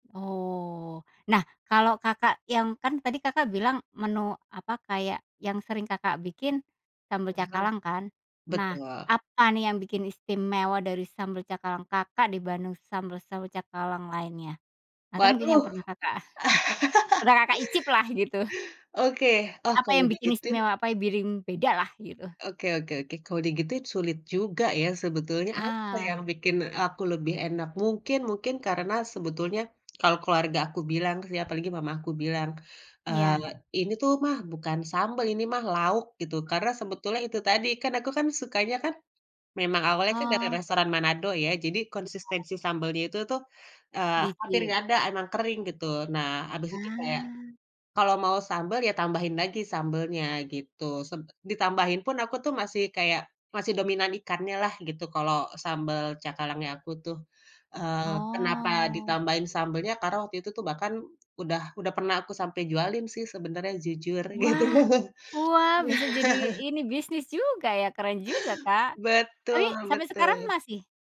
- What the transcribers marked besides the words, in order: chuckle; laugh; "bikin" said as "biring"; other background noise; drawn out: "Oh"; laughing while speaking: "gitu"; laugh
- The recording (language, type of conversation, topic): Indonesian, podcast, Pengalaman memasak apa yang paling sering kamu ulangi di rumah, dan kenapa?